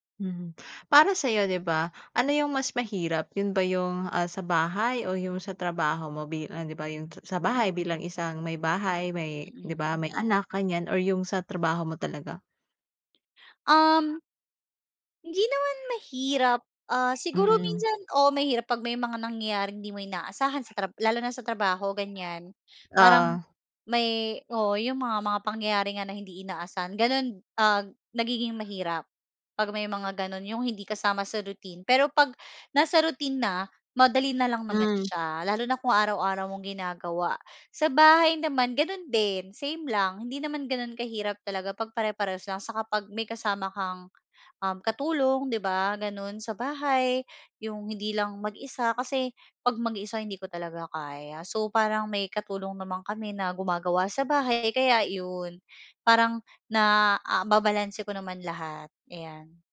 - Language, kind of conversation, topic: Filipino, podcast, Paano mo nababalanse ang trabaho at mga gawain sa bahay kapag pareho kang abala sa dalawa?
- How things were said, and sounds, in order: other background noise; dog barking